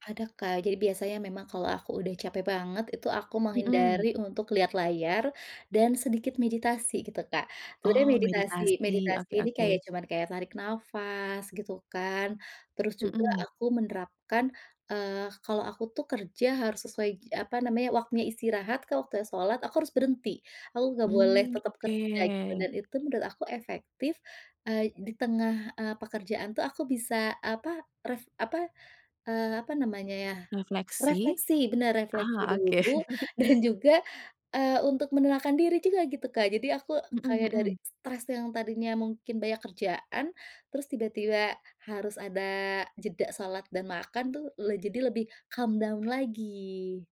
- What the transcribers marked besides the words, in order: tapping; laughing while speaking: "oke"; laugh; laughing while speaking: "dan"; in English: "calm down"
- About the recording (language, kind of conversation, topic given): Indonesian, podcast, Bagaimana cara kamu menjaga keseimbangan antara kehidupan pribadi dan pekerjaan tanpa stres?